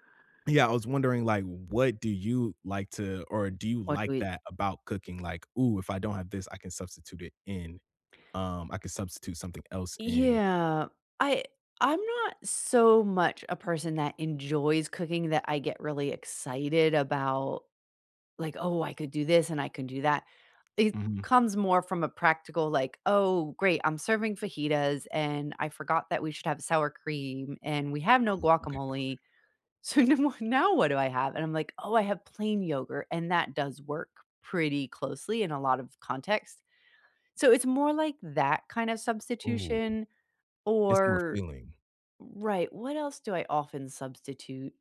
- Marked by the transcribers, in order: inhale; laughing while speaking: "So nu w"
- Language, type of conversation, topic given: English, unstructured, What is your favorite meal to cook at home?